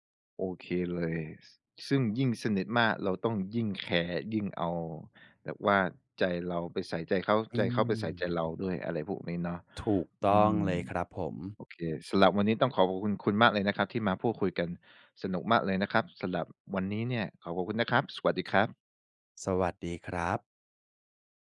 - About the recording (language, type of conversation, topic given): Thai, podcast, เคยโดนเข้าใจผิดจากการหยอกล้อไหม เล่าให้ฟังหน่อย
- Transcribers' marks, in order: none